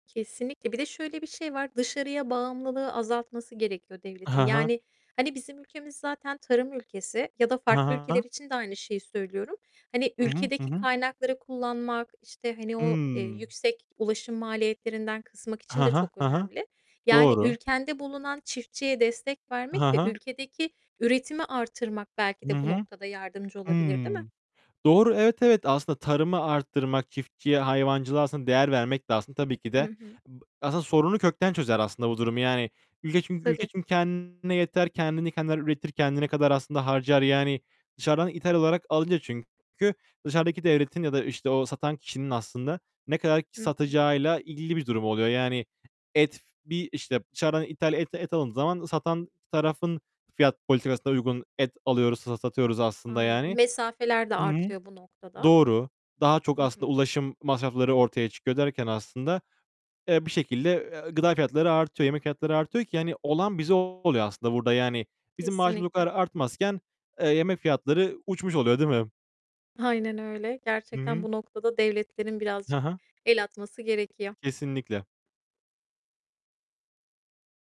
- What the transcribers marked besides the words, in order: distorted speech; tapping; other background noise
- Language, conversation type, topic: Turkish, unstructured, Yemek fiyatları sizce neden sürekli artıyor?
- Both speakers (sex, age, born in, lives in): female, 35-39, Turkey, United States; male, 25-29, Turkey, Germany